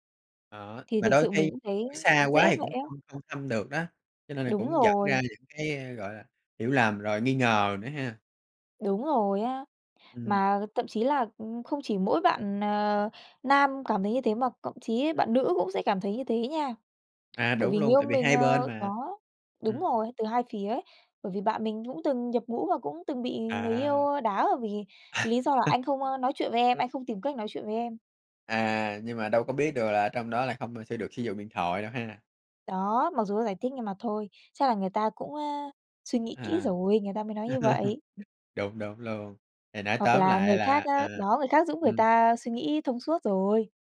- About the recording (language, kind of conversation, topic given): Vietnamese, unstructured, Bạn nghĩ giao tiếp trong tình yêu quan trọng như thế nào?
- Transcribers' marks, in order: tapping; chuckle; chuckle